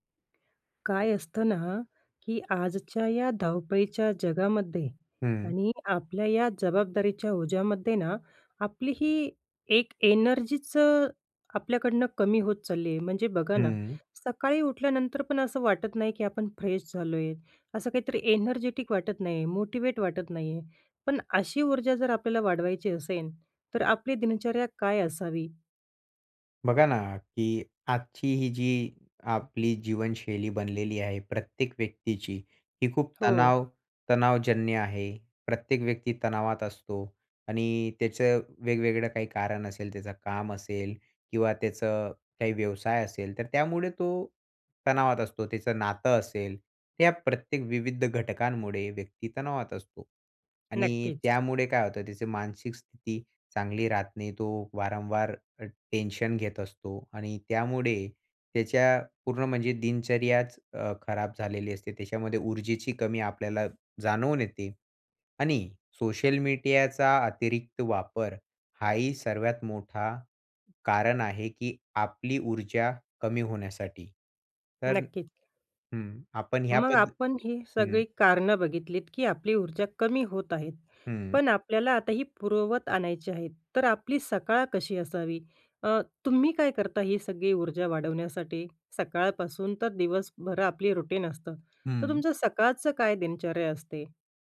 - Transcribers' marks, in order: tapping; in English: "एनर्जेटिक"; other noise; "मीडियाचा" said as "मीटीयाचा"; in English: "रुटीन"
- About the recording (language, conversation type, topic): Marathi, podcast, सकाळी ऊर्जा वाढवण्यासाठी तुमची दिनचर्या काय आहे?